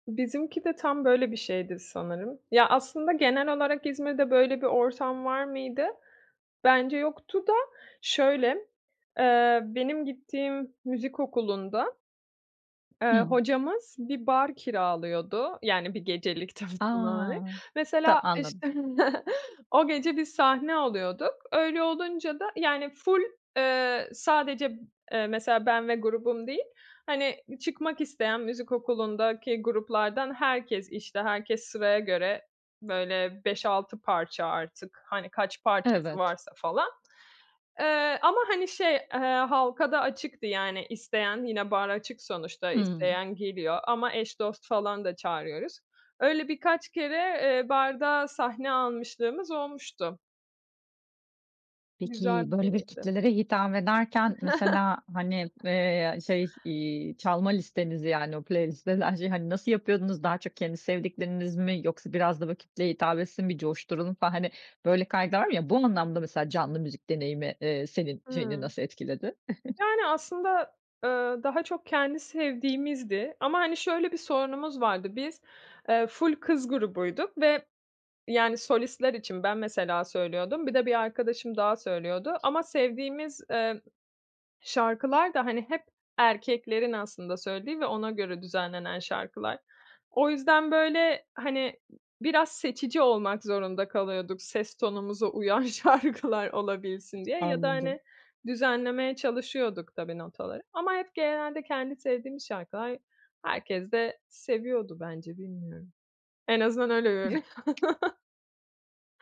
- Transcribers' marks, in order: unintelligible speech; chuckle; in English: "full"; chuckle; chuckle; tapping; laughing while speaking: "şarkılar"; other background noise; chuckle
- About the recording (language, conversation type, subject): Turkish, podcast, Canlı müzik deneyimleri müzik zevkini nasıl etkiler?